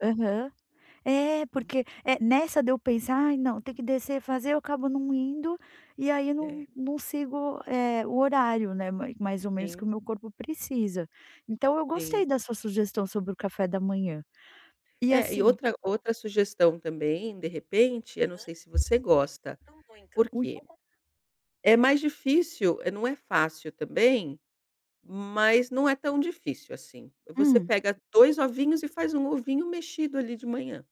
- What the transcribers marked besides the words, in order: background speech; tapping; unintelligible speech
- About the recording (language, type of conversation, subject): Portuguese, advice, Como posso manter horários regulares para as refeições mesmo com pouco tempo?
- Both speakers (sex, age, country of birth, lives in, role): female, 40-44, Brazil, United States, user; female, 50-54, Brazil, Portugal, advisor